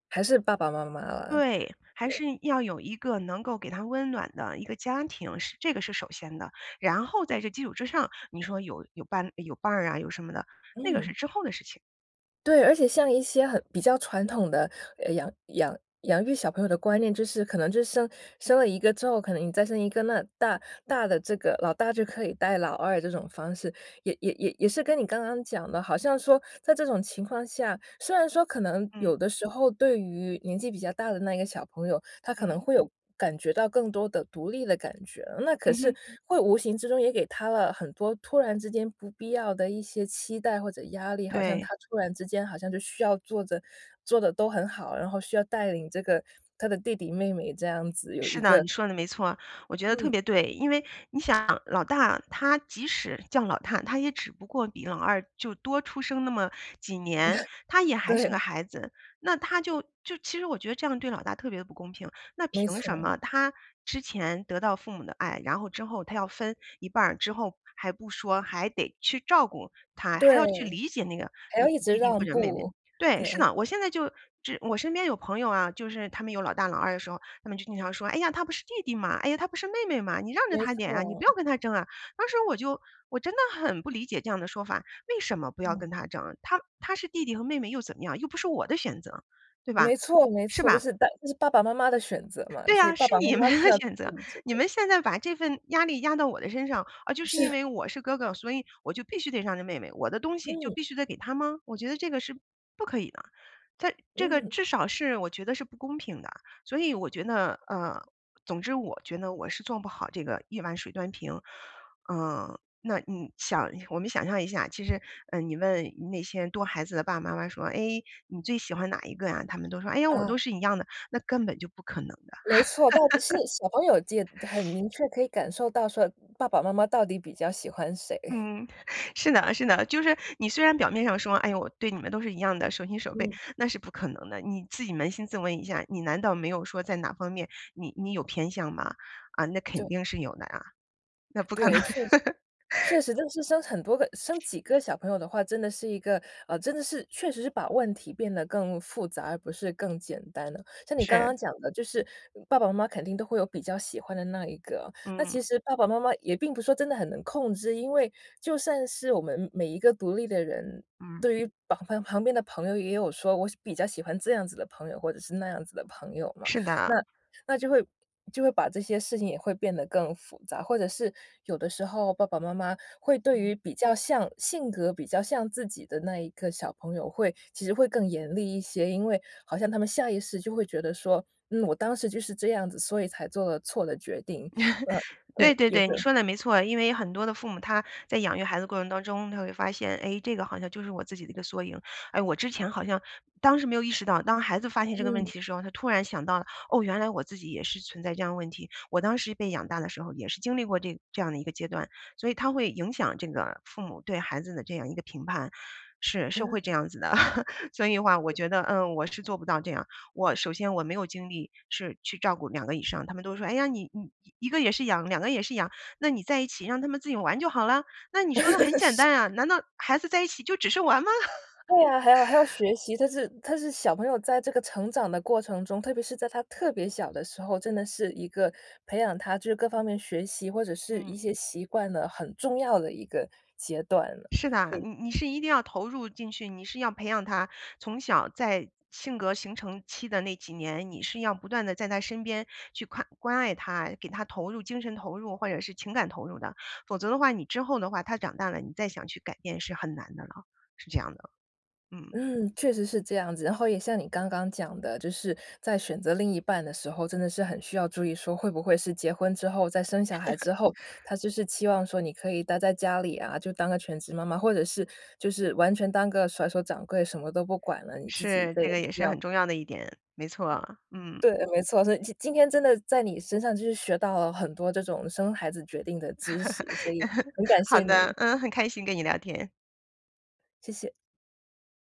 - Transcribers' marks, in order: laugh; laughing while speaking: "对"; laughing while speaking: "是你们的选择"; laughing while speaking: "是"; laugh; other background noise; laughing while speaking: "可能"; laugh; laugh; laugh; laugh; laughing while speaking: "玩吗？"; laugh; laugh; laugh
- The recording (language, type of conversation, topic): Chinese, podcast, 你对是否生孩子这个决定怎么看？